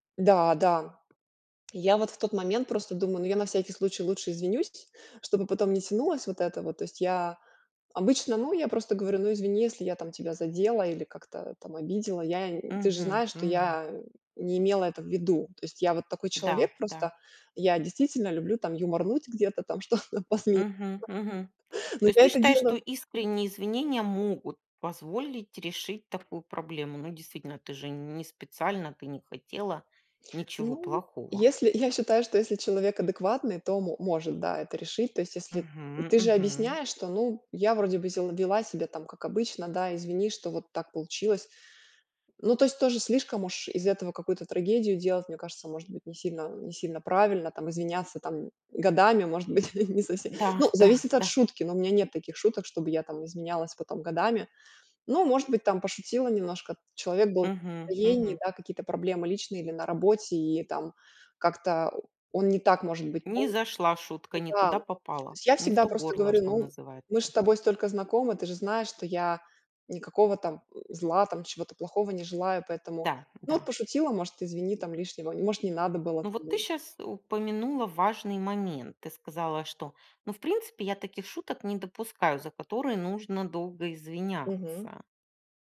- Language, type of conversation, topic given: Russian, podcast, Как вы используете юмор в разговорах?
- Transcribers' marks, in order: tapping; laughing while speaking: "что-то посмеяться"; other background noise; chuckle; grunt